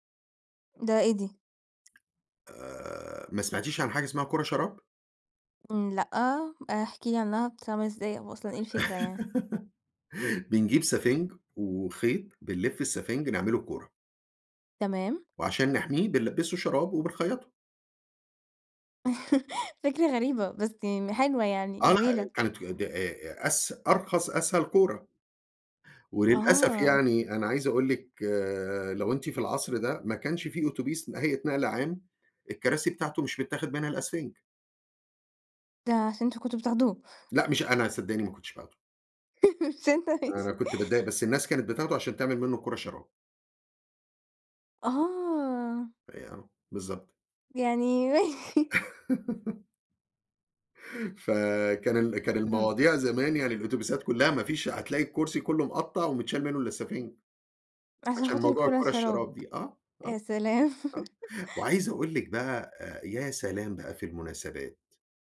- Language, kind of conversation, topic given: Arabic, podcast, إيه معنى كلمة جيرة بالنسبة لك؟
- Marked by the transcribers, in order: laugh; laugh; chuckle; laughing while speaking: "مش أنتَ ماشي"; unintelligible speech; laughing while speaking: "ماشي"; laugh; chuckle; laugh